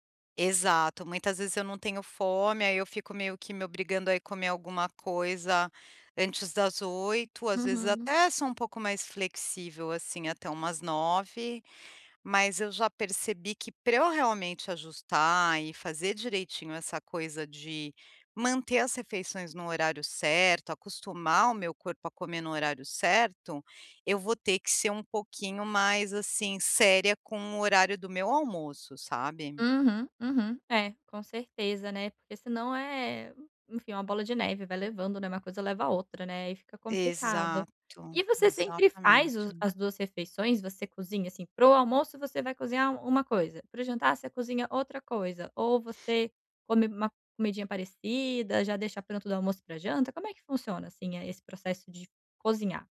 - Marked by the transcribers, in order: none
- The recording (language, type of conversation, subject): Portuguese, advice, Como posso ajustar meus horários das refeições para me sentir melhor?